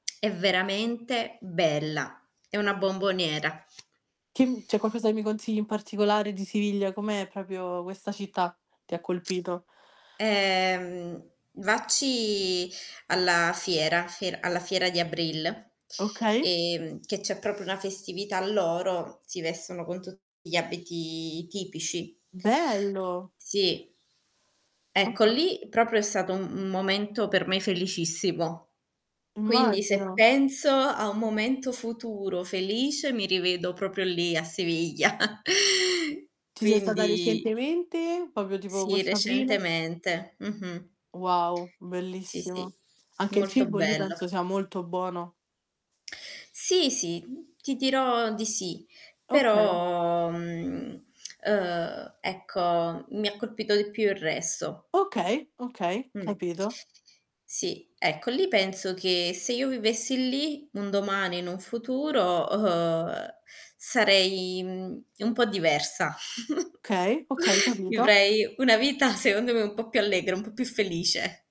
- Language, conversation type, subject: Italian, unstructured, Che cosa ti rende felice quando pensi al tuo futuro?
- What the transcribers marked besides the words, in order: static; lip smack; tapping; unintelligible speech; "proprio" said as "propio"; in Spanish: "Abril"; "proprio" said as "propio"; background speech; distorted speech; unintelligible speech; "Immagino" said as "immaggino"; chuckle; other background noise; "Proprio" said as "popio"; lip smack; drawn out: "però mh, ehm"; drawn out: "uhm"; giggle; "Okay" said as "kay"